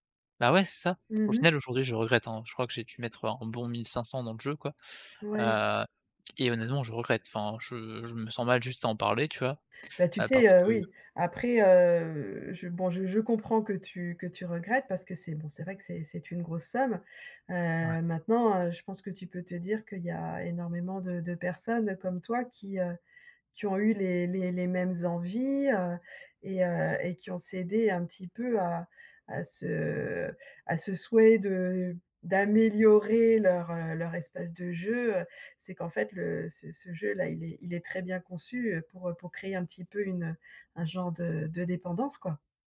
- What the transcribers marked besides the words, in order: drawn out: "heu"
- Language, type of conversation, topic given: French, advice, Comment te sens-tu après avoir fait des achats dont tu n’avais pas besoin ?